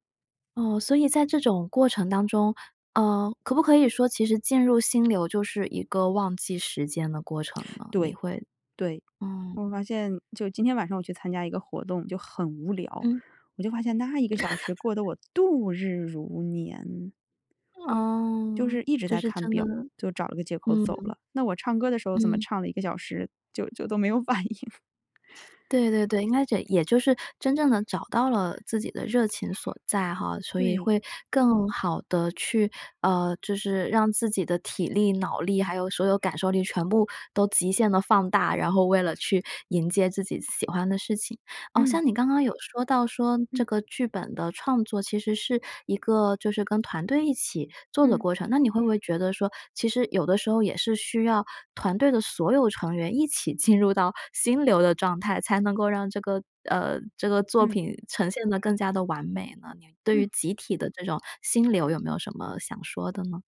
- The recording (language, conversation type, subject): Chinese, podcast, 你如何知道自己进入了心流？
- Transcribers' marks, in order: laugh; disgusted: "度日如年"; laughing while speaking: "反应"; chuckle; "这" said as "zhěi"; laughing while speaking: "进入到心流的状态"